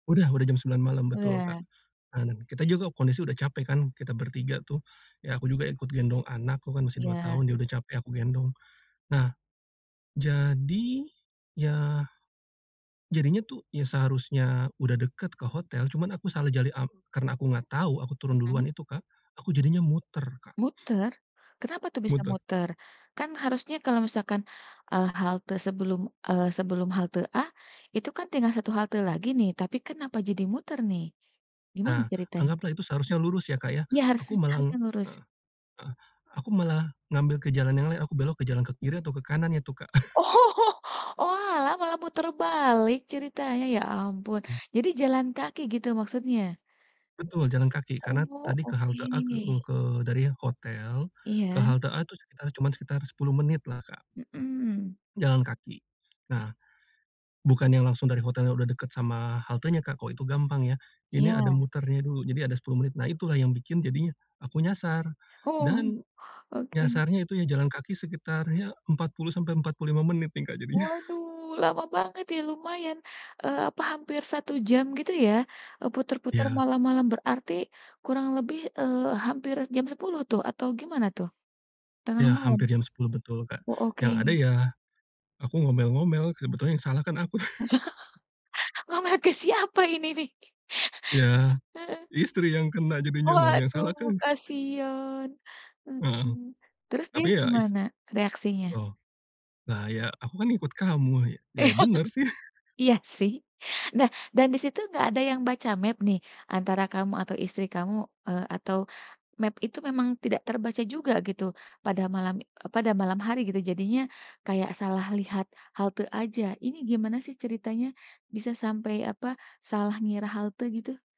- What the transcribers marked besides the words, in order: other background noise; laughing while speaking: "Oh"; chuckle; laughing while speaking: "Oh"; laughing while speaking: "jadinya"; chuckle; laugh; laughing while speaking: "Ngomel ke siapa ini, nih?"; laughing while speaking: "aku"; tapping; chuckle; laugh; laughing while speaking: "Istri yang kena, jadinya, loh, yang salah kan"; laughing while speaking: "Waduh"; laugh; laughing while speaking: "Iya, sih"; chuckle; in English: "map"; in English: "map"
- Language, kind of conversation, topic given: Indonesian, podcast, Pelajaran hidup apa yang kamu dapat dari pengalamanmu tersesat?